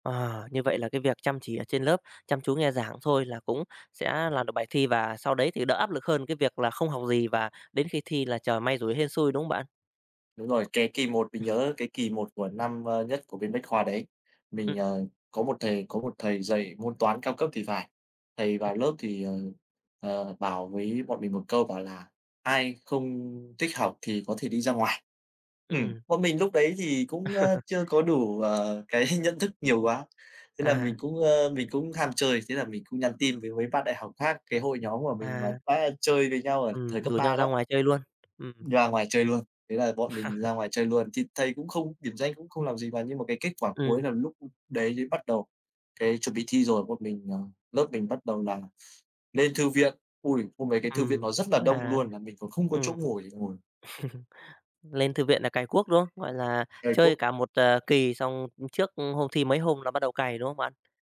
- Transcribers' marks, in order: other background noise; tapping; chuckle; laughing while speaking: "cái"; chuckle; chuckle
- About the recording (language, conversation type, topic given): Vietnamese, podcast, Bạn đã từng chịu áp lực thi cử đến mức nào và bạn đã vượt qua nó như thế nào?